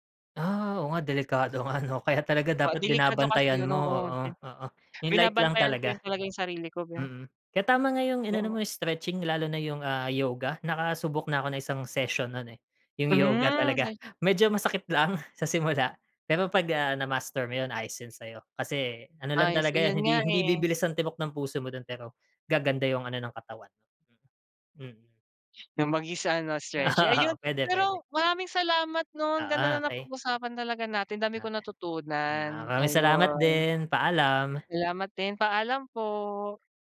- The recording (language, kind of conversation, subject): Filipino, unstructured, Paano mo napapanatili ang kalusugan kahit abala ang araw-araw, kabilang ang pag-iwas sa sakit, pagsunod sa tamang pagkain, at pagharap sa stress sa pamamagitan ng ehersisyo?
- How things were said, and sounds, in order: laughing while speaking: "nga, 'no"; laughing while speaking: "masakit lang sa simula"; chuckle